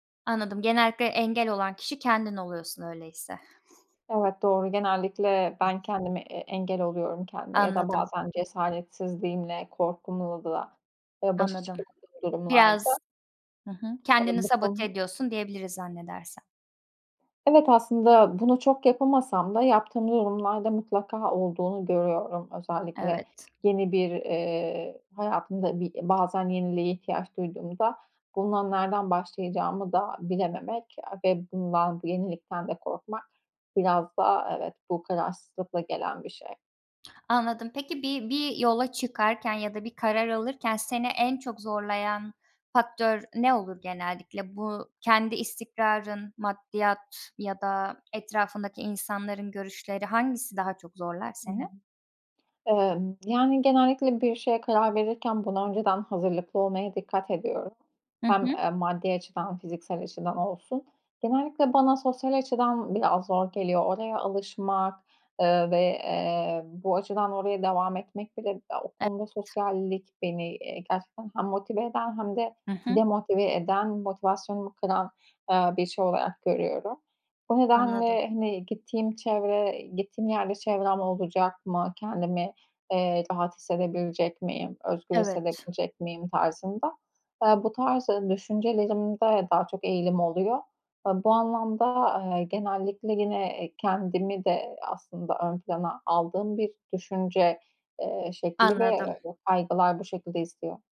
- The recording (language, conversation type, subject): Turkish, advice, Önemli bir karar verirken aşırı kaygı ve kararsızlık yaşadığında bununla nasıl başa çıkabilirsin?
- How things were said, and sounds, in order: other background noise; tapping; unintelligible speech; other noise